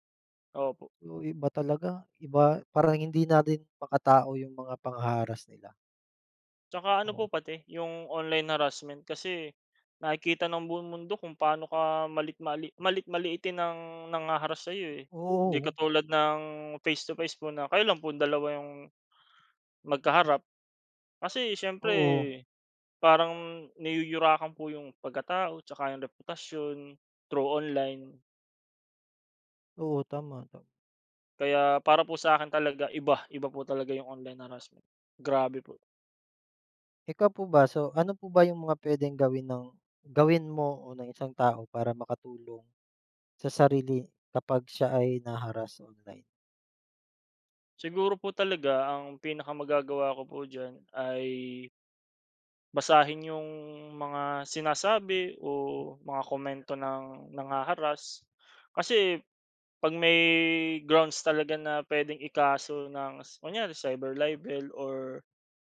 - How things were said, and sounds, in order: none
- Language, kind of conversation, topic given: Filipino, unstructured, Ano ang palagay mo sa panliligalig sa internet at paano ito nakaaapekto sa isang tao?